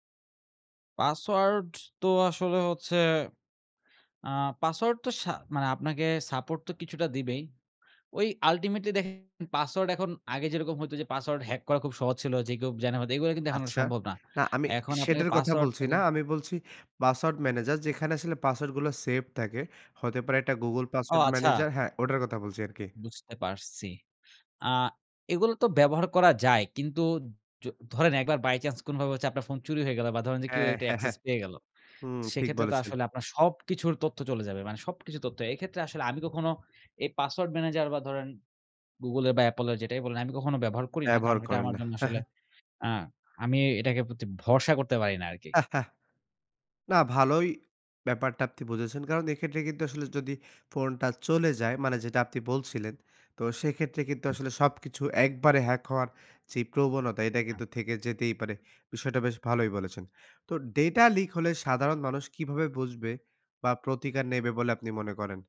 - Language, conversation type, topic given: Bengali, podcast, নিরাপত্তা বজায় রেখে অনলাইন উপস্থিতি বাড়াবেন কীভাবে?
- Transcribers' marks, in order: in English: "support"; in English: "ultimately"; in English: "অ্যাকসেস"